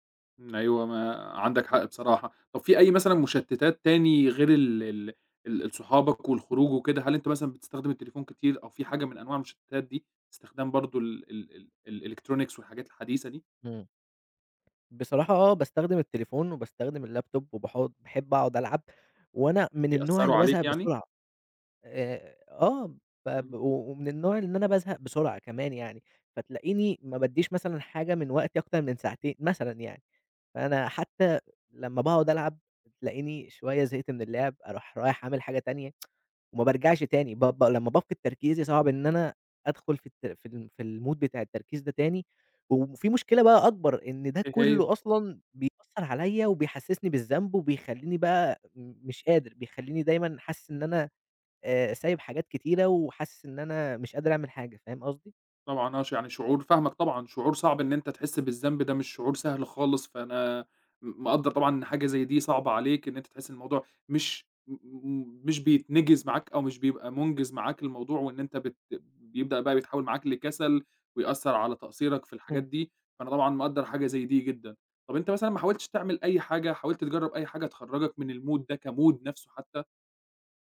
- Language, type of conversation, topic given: Arabic, advice, إزاي أتعامل مع إحساسي بالذنب عشان مش بخصص وقت كفاية للشغل اللي محتاج تركيز؟
- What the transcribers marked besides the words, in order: in English: "الelectronics"; tapping; in English: "ال laptop"; tsk; in English: "الmood"; in English: "الmood"; in English: "كmood"